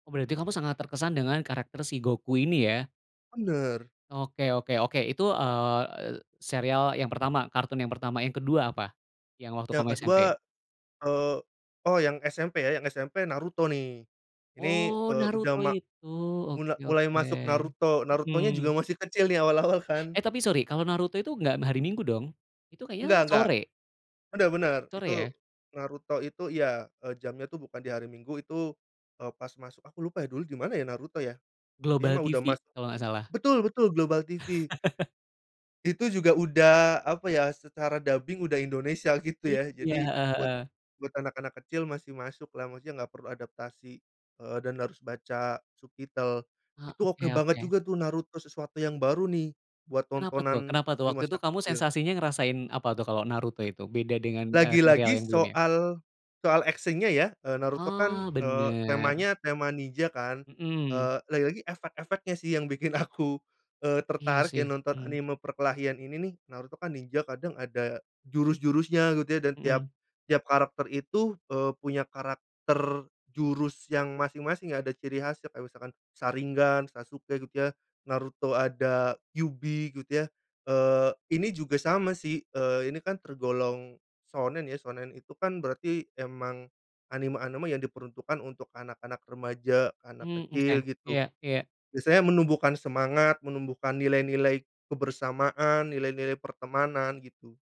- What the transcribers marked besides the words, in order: laughing while speaking: "masih kecil nih awal-awal"; tapping; chuckle; in English: "dubbing"; in English: "subtitle"; in English: "action-nya"; laughing while speaking: "aku"; in Japanese: "sharingan"; in Japanese: "kyubi"; in Japanese: "shounen"; in Japanese: "shounen"
- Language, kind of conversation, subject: Indonesian, podcast, Apa acara televisi atau kartun favoritmu waktu kecil, dan kenapa kamu suka?